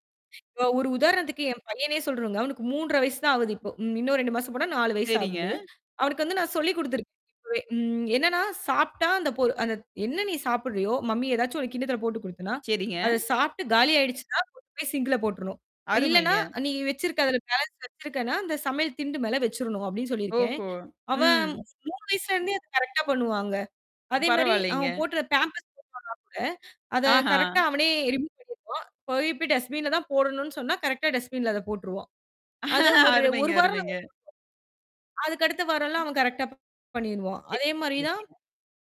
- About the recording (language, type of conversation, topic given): Tamil, podcast, வீட்டு வேலைகளில் குழந்தைகள் பங்கேற்கும்படி நீங்கள் எப்படிச் செய்வீர்கள்?
- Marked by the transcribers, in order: static; other noise; distorted speech; tapping; in English: "மம்மி"; other background noise; in English: "சிங்க்ல"; in English: "பேலன்ஸ்"; in English: "கரெக்ட்டா"; in English: "பேம்பர்ஸ்"; unintelligible speech; in English: "கரெக்ட்டா"; in English: "டஸ்பின்ல"; in English: "கரெக்ட்டா டஸ்பின்ல"; laughing while speaking: "அருமைங்க, அருமைங்க"; unintelligible speech; in English: "கரெக்ட்டா"; unintelligible speech